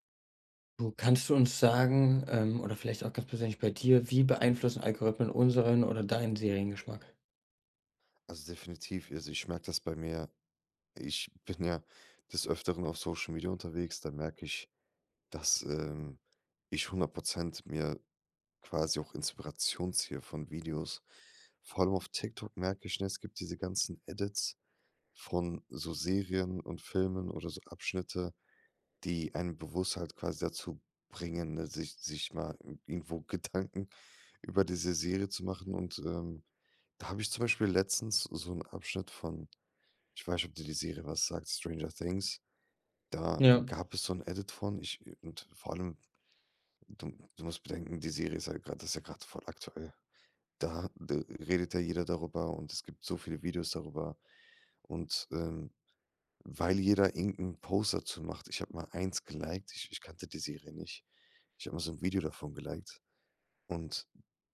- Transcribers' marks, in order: laughing while speaking: "Gedanken"
- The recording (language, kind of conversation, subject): German, podcast, Wie beeinflussen Algorithmen unseren Seriengeschmack?